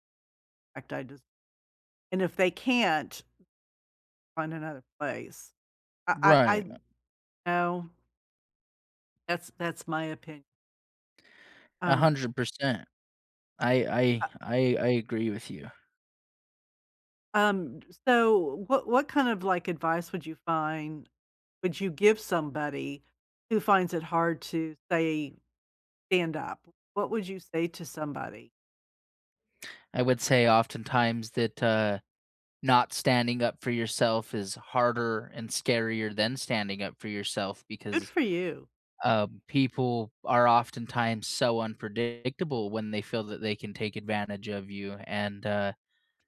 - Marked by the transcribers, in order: other background noise; tapping
- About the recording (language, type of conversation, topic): English, unstructured, What is the best way to stand up for yourself?
- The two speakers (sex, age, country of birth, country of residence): female, 65-69, United States, United States; male, 25-29, United States, United States